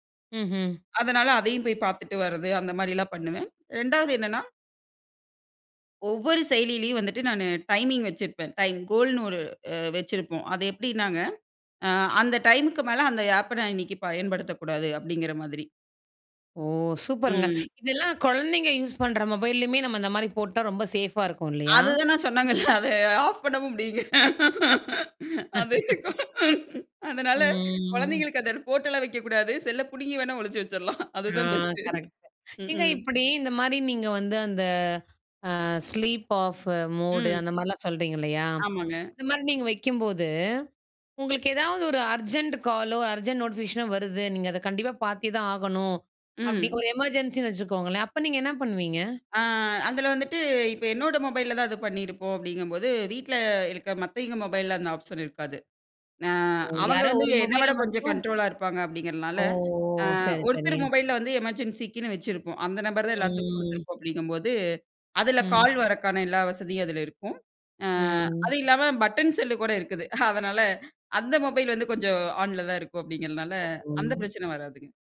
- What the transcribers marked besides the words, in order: in English: "கோல்ன்னு"; other background noise; other noise; laughing while speaking: "அத ஆஃப் பண்ண முடியுங்க. அது … வச்சுடலாம். அதுதான் பெஸ்ட்"; laugh; drawn out: "ம்"; in English: "ஸ்லீப் ஆஃப் மோடு"; in English: "அர்ஜெண்ட் காலோ அர்ஜெண்ட் நோட்டிஃபிகேஷனோ"; drawn out: "ம்"; chuckle
- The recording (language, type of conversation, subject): Tamil, podcast, நீங்கள் தினசரி திரை நேரத்தை எப்படிக் கட்டுப்படுத்திக் கொள்கிறீர்கள்?